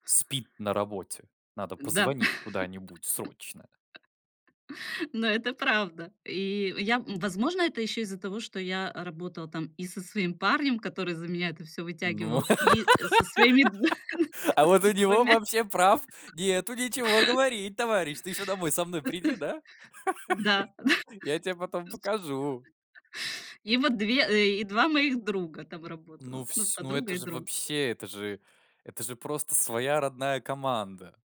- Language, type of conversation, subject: Russian, podcast, Что помогает переключиться и отдохнуть по‑настоящему?
- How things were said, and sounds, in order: put-on voice: "спит на работе. Надо позвонить куда-нибудь срочно"; laugh; laugh; laugh; tapping; laugh; throat clearing; laugh; put-on voice: "Я тебе потом покажу"; other noise